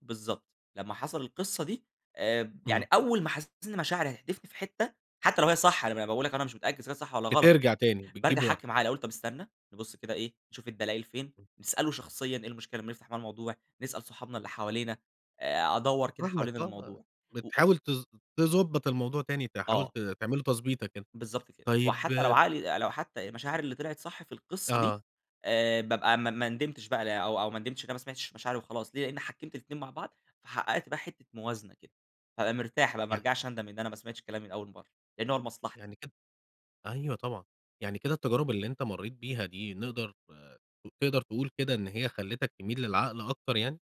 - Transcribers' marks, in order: none
- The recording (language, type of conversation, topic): Arabic, podcast, إزاي بتوازن بين مشاعرك ومنطقك وإنت بتاخد قرار؟